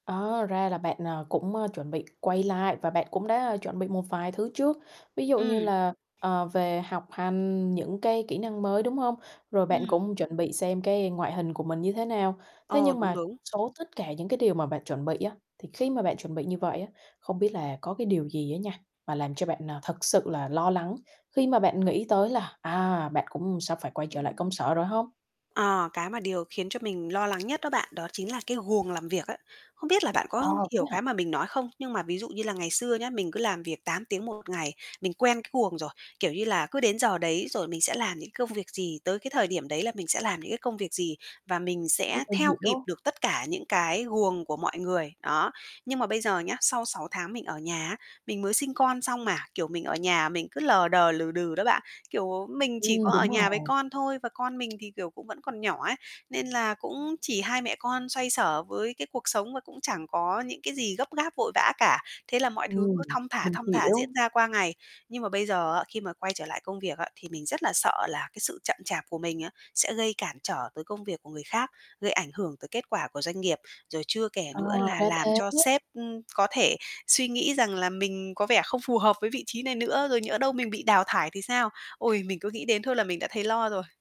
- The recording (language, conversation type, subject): Vietnamese, advice, Làm thế nào để vượt qua nỗi sợ khi phải quay lại công việc sau một kỳ nghỉ dài?
- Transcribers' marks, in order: tapping; other background noise; static; distorted speech